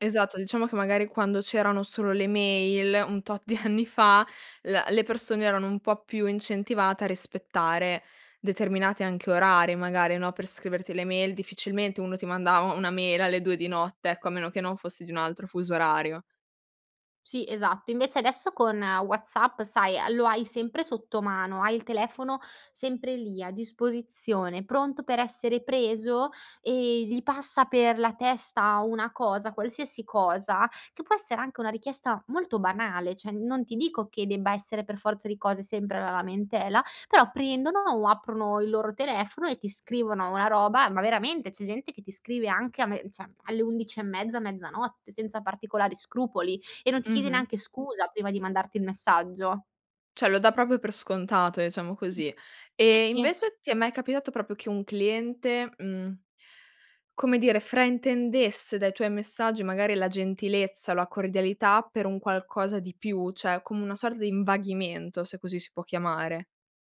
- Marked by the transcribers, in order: laughing while speaking: "di anni"; "cioè" said as "ceh"; "cioè" said as "ceh"; "Cioè" said as "ceh"; "proprio" said as "propio"; "proprio" said as "propio"; "cioè" said as "ceh"
- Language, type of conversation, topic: Italian, podcast, Come gestisci i limiti nella comunicazione digitale, tra messaggi e social media?